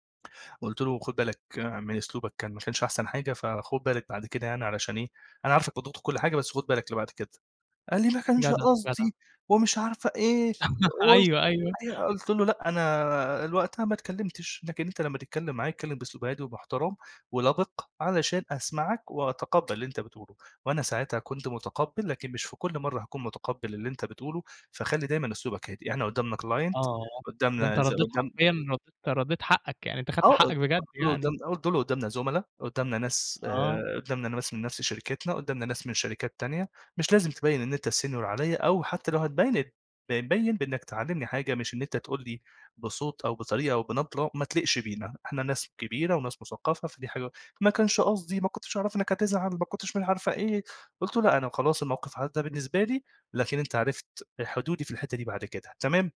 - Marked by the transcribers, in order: tapping; put-on voice: "ما كانش قصدي، ومش عارفة إيه"; laugh; laughing while speaking: "أيوه، أيوه"; unintelligible speech; in English: "client"; in English: "senior"; put-on voice: "ما كانش قصدي، ما كنتش … مش عارفة إيه"
- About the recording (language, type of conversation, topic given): Arabic, podcast, إزاي تدي نقد بنّاء من غير ما تجرح مشاعر حد؟